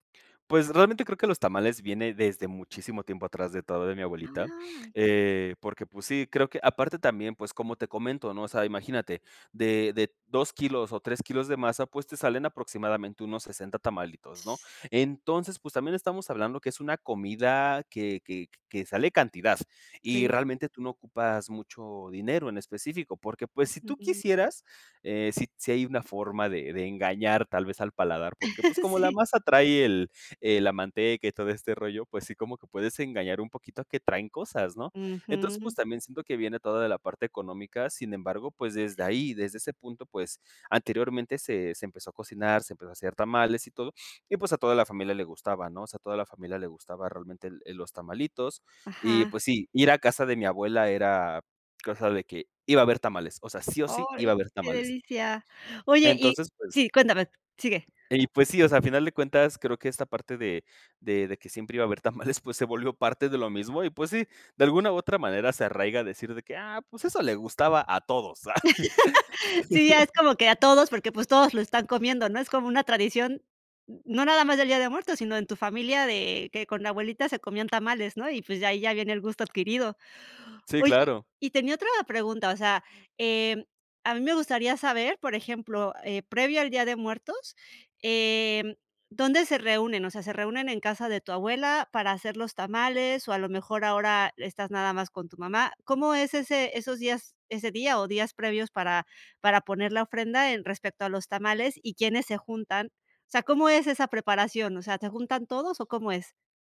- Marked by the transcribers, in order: other background noise; laughing while speaking: "Sí"; laughing while speaking: "pues, se volvió parte de lo mismo"; laugh
- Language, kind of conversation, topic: Spanish, podcast, ¿Tienes alguna receta familiar que hayas transmitido de generación en generación?